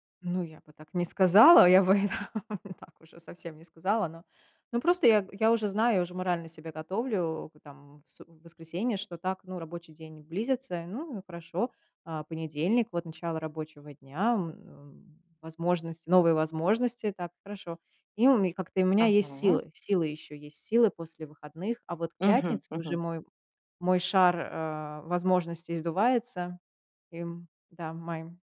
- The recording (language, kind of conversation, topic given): Russian, podcast, Что помогает тебе расслабиться после тяжёлого дня?
- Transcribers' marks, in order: laugh; tapping; other background noise